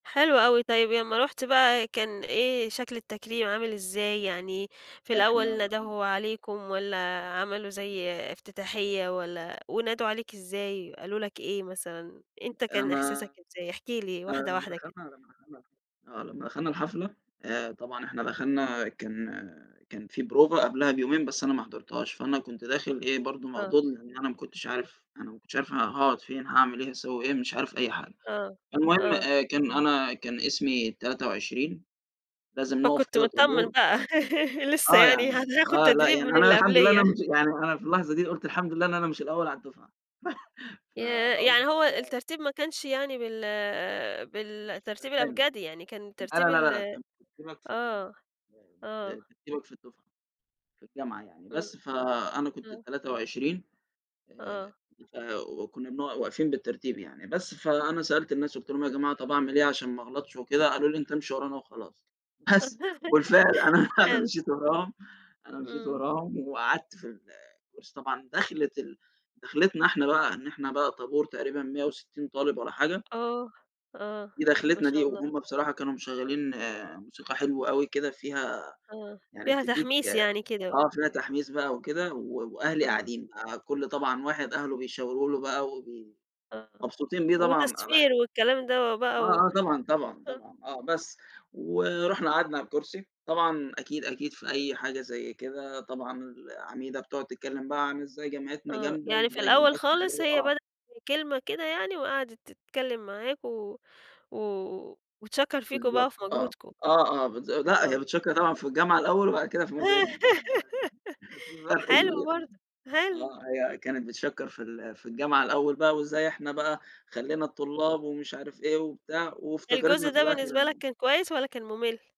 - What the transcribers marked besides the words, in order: tapping; laugh; chuckle; unintelligible speech; laughing while speaking: "وبالفعل أنا، أنا مشيت وراهم"; laugh; other background noise; laugh; unintelligible speech
- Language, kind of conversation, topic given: Arabic, podcast, إيه أسعد يوم بتفتكره، وليه؟